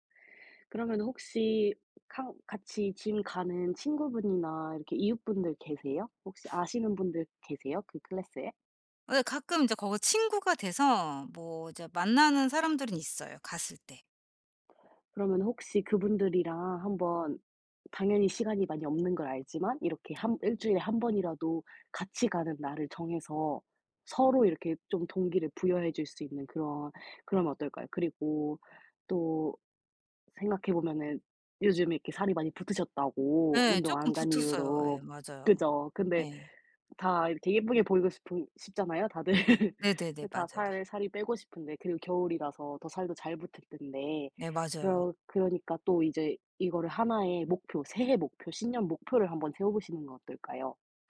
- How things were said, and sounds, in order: in English: "짐"; other background noise; laugh
- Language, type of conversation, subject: Korean, advice, 요즘 시간이 부족해서 좋아하는 취미를 계속하기가 어려운데, 어떻게 하면 꾸준히 유지할 수 있을까요?